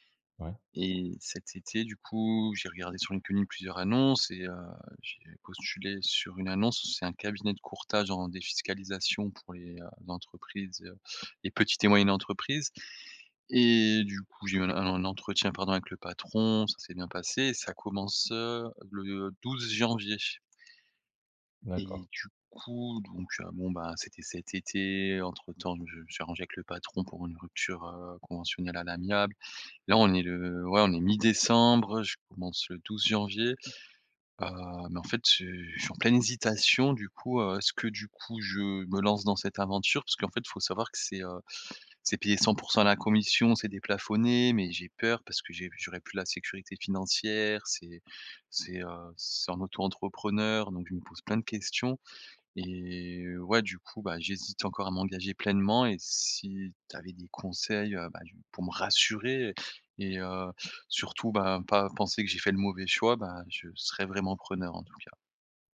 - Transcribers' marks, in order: other background noise; stressed: "rassurer"
- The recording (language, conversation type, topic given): French, advice, Comment puis-je m'engager pleinement malgré l'hésitation après avoir pris une grande décision ?